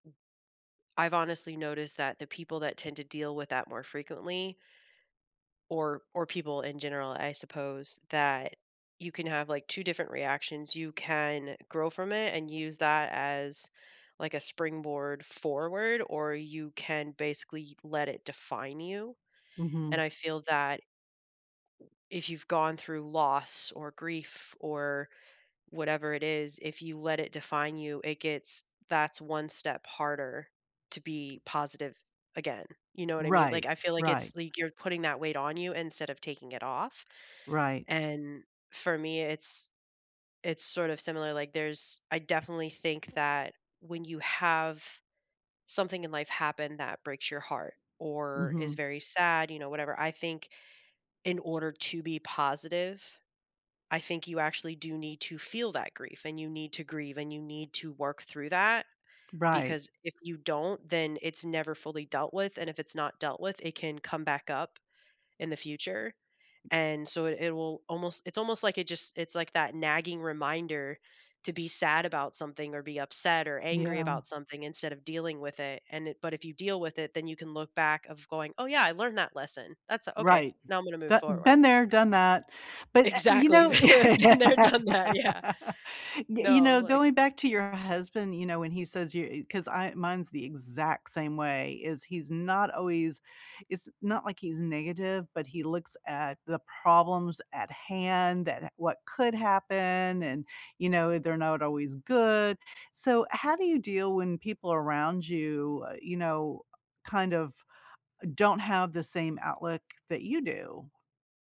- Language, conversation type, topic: English, unstructured, How do you stay positive when facing challenges?
- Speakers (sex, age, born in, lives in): female, 35-39, United States, United States; female, 65-69, United States, United States
- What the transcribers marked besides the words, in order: other background noise; tapping; laughing while speaking: "Exactly. Been been there, done that. Yeah"; laugh; stressed: "good"